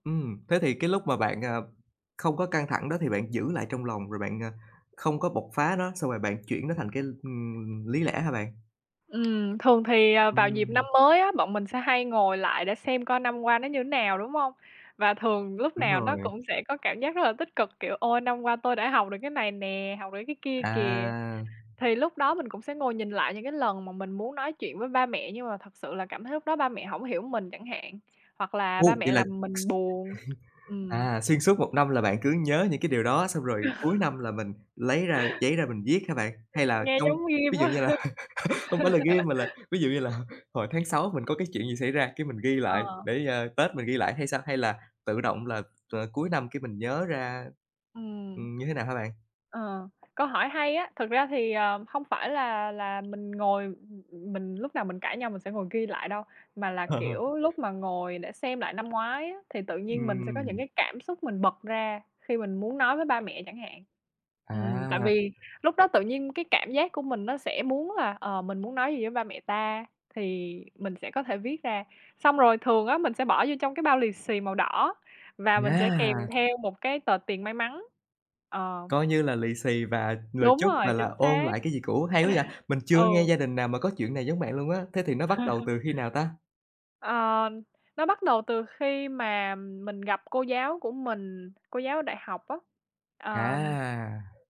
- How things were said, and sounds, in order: tapping; other background noise; chuckle; laugh; laugh; laughing while speaking: "quá ha!"; laugh; laughing while speaking: "là"; chuckle; chuckle; laugh
- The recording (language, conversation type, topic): Vietnamese, podcast, Bạn có thể kể về một truyền thống gia đình mà bạn luôn giữ không?